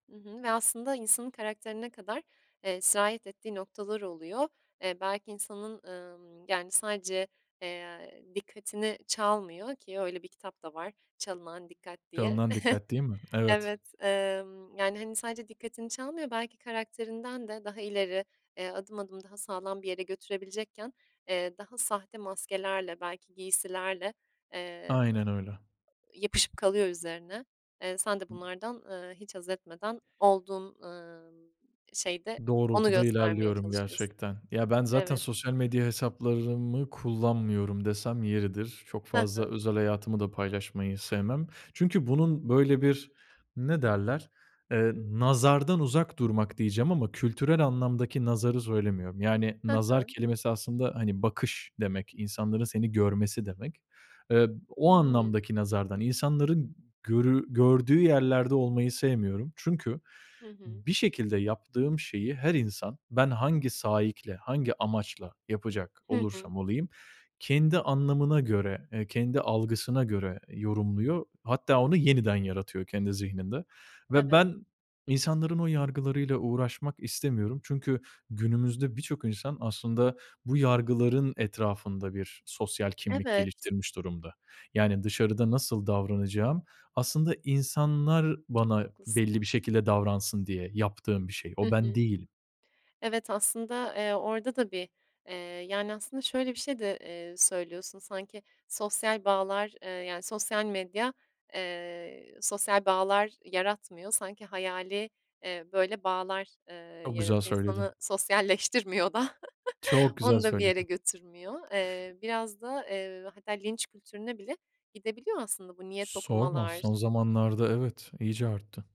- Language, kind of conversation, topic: Turkish, podcast, İş hayatındaki rolünle evdeki hâlin birbiriyle çelişiyor mu; çelişiyorsa hangi durumlarda ve nasıl?
- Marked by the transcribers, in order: chuckle; other background noise; laughing while speaking: "sosyalleştirmiyor da. Onu da bir yere götürmüyor"; chuckle; stressed: "Çok"